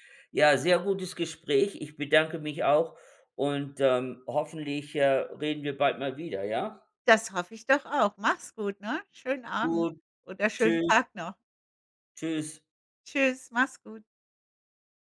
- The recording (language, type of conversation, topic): German, unstructured, Wie kann man Vertrauen in einer Beziehung aufbauen?
- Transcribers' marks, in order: none